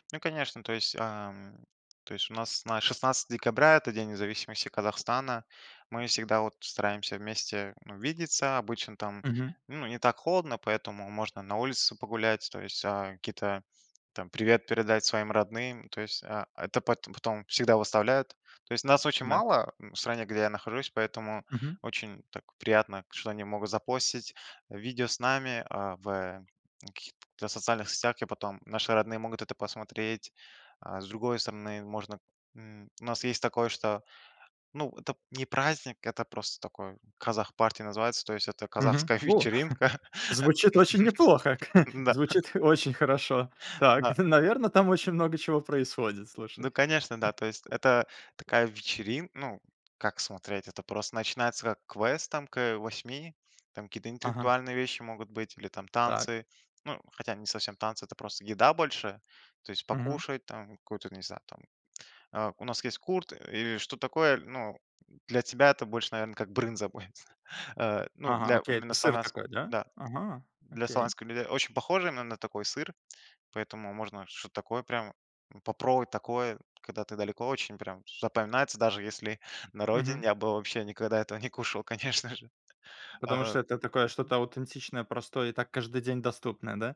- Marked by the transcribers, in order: chuckle; laughing while speaking: "звучит очень неплохо"; laughing while speaking: "казахская вечеринка. Н-да"; laugh; laughing while speaking: "будет"; laughing while speaking: "конечно же"
- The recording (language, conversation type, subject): Russian, podcast, Как вы сохраняете родные обычаи вдали от родины?